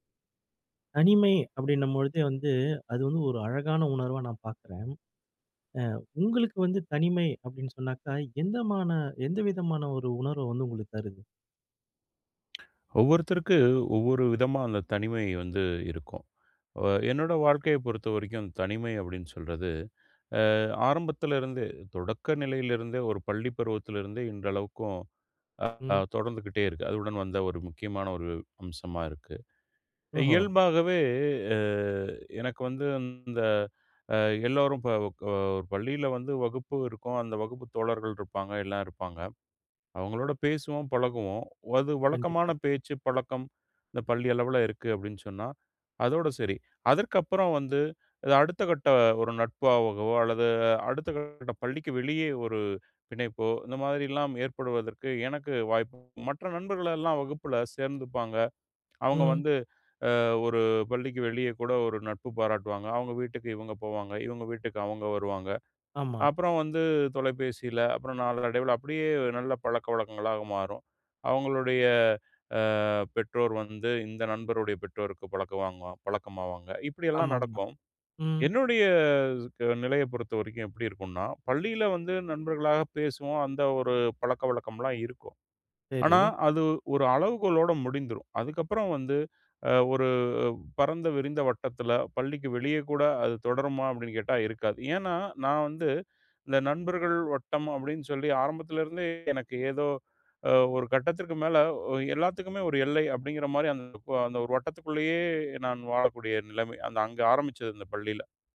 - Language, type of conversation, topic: Tamil, podcast, தனிமை என்றால் உங்களுக்கு என்ன உணர்வு தருகிறது?
- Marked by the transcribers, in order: none